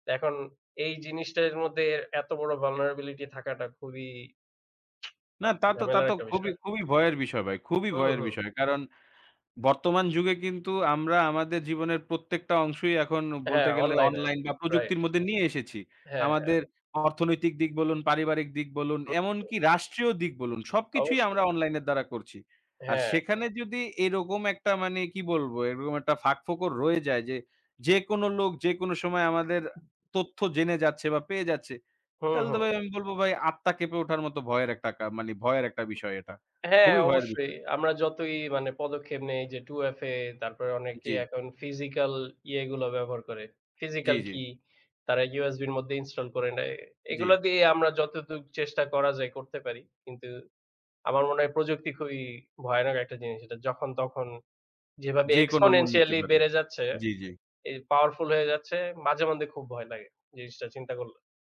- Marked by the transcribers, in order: in English: "vulnerability"; tongue click; tapping; other background noise; in English: "Physical key"; in English: "install"; in English: "exponentially"; in English: "powerful"
- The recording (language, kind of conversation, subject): Bengali, unstructured, অনলাইনে মানুষের ব্যক্তিগত তথ্য বিক্রি করা কি উচিত?